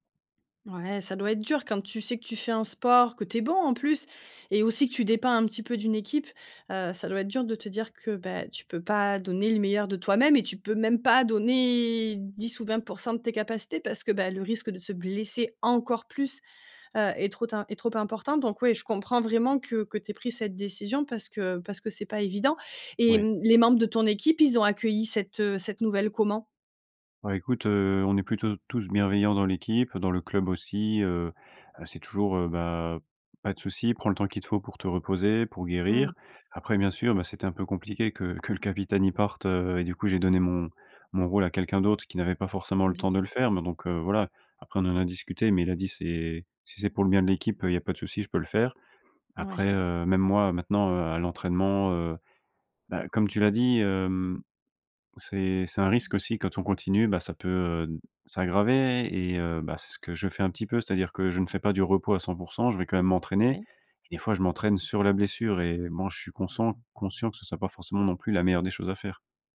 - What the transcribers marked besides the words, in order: stressed: "encore"; other background noise; stressed: "sur"; tapping
- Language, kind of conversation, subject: French, advice, Quelle blessure vous empêche de reprendre l’exercice ?